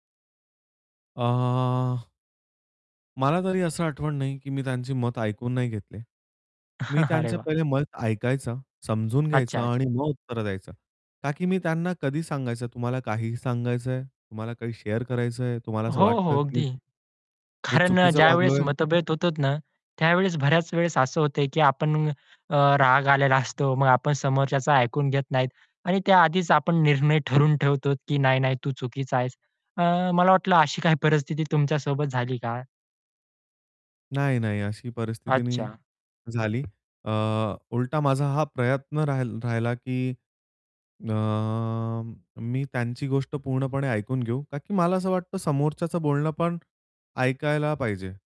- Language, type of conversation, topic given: Marathi, podcast, मतभेद झाल्यावर तुम्ही तुमच्या सहकाऱ्यांशी कसं बोलता?
- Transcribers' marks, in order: chuckle; distorted speech; mechanical hum; in English: "शेअर"; laughing while speaking: "कारण"; laughing while speaking: "असतो"; laughing while speaking: "निर्णय"; other background noise; tapping